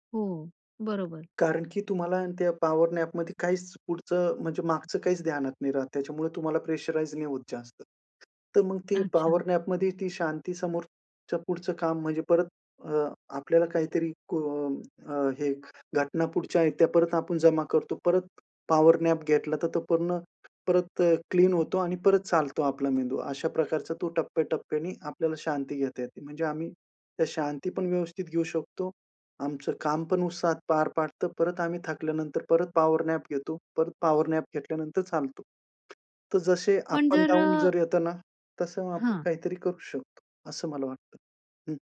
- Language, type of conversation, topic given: Marathi, podcast, एक व्यस्त दिवसभरात तुम्ही थोडी शांतता कशी मिळवता?
- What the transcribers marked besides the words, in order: tapping; in English: "पॉवर नॅपमध्ये"; other background noise; in English: "प्रेशराइज"; in English: "पॉवर नॅपमध्ये"; in English: "पॉवर नॅप"; in English: "क्लीन"; in English: "पॉवर नॅप"; in English: "पॉवर नॅप"; in English: "अप अँड डाऊन"